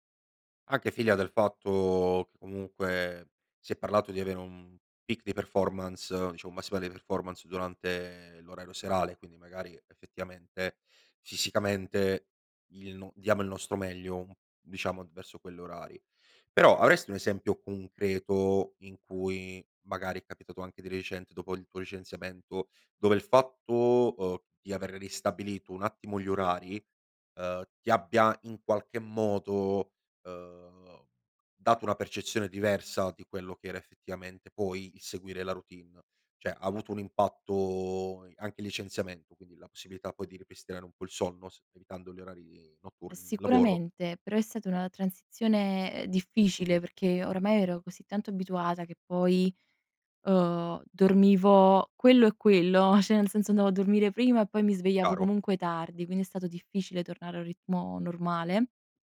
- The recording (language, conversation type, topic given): Italian, podcast, Che ruolo ha il sonno nella tua crescita personale?
- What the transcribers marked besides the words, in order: in English: "peak"; "Cioè" said as "ceh"; "cioè" said as "ceh"